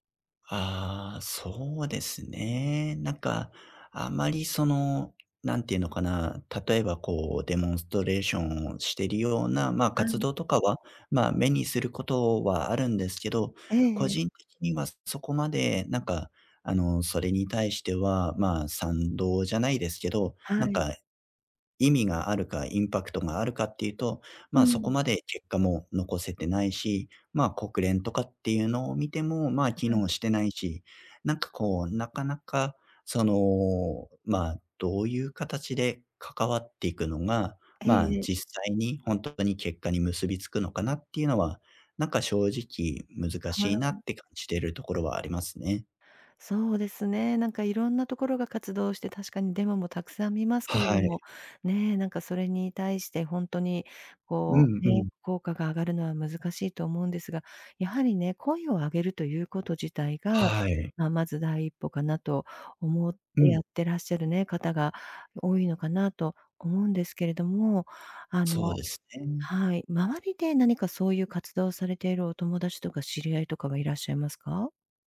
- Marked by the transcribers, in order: in English: "デモンストレーション"; other background noise
- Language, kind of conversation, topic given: Japanese, advice, 社会貢献や意味のある活動を始めるには、何から取り組めばよいですか？